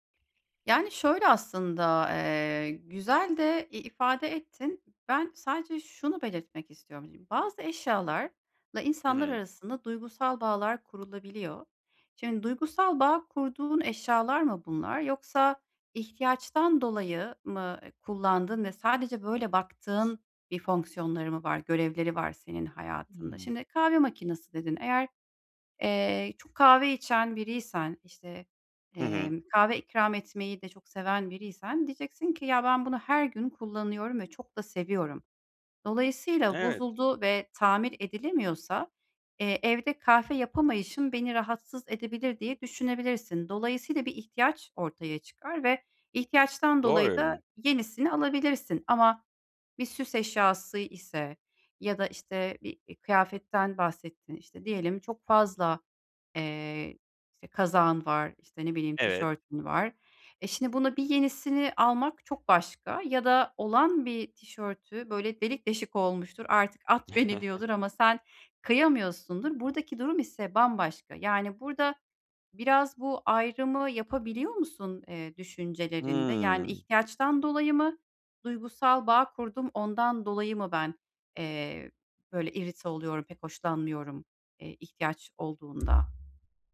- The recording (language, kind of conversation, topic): Turkish, advice, Elimdeki eşyaların değerini nasıl daha çok fark edip israfı azaltabilirim?
- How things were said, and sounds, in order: other background noise; tapping; laughing while speaking: "at beni diyordur"; giggle